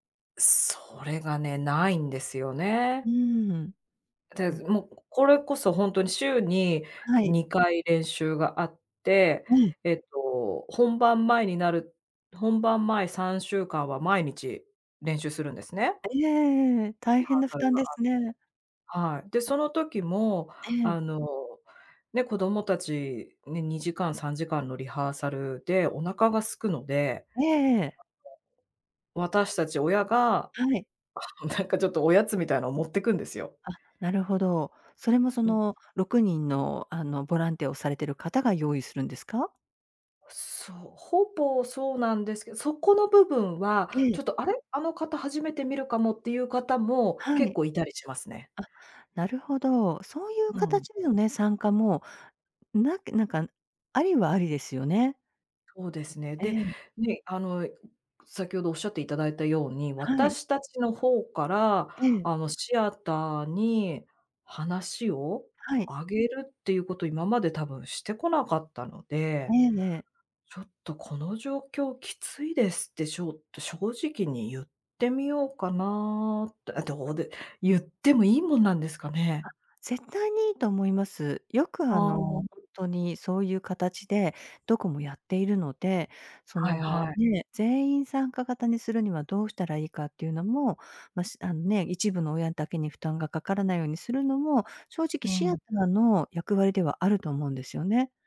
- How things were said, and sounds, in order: other noise; unintelligible speech; chuckle; laughing while speaking: "なんか、ちょっと"
- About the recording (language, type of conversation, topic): Japanese, advice, チーム内で業務量を公平に配分するために、どのように話し合えばよいですか？